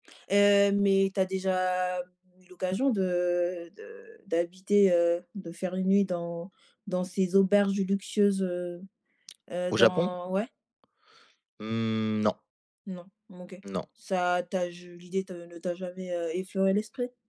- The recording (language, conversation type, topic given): French, unstructured, Les voyages en croisière sont-ils plus luxueux que les séjours en auberge ?
- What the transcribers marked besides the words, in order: tapping